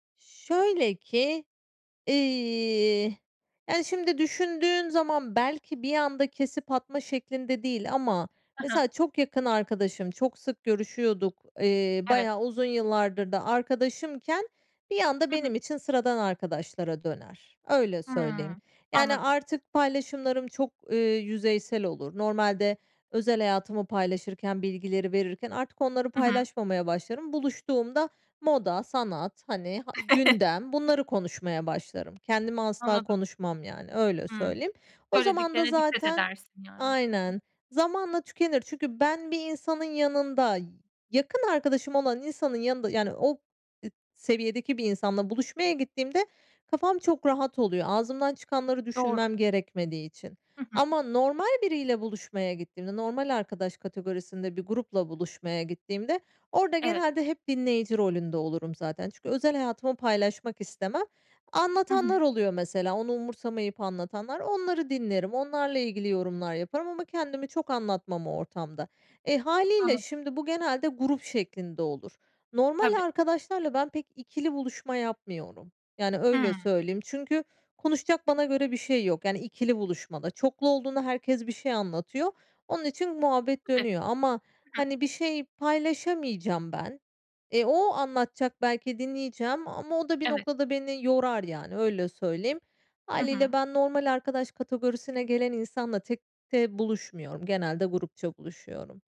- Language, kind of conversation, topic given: Turkish, podcast, Güveni yeniden kazanmak mümkün mü, nasıl olur sence?
- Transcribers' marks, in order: other background noise; tapping; chuckle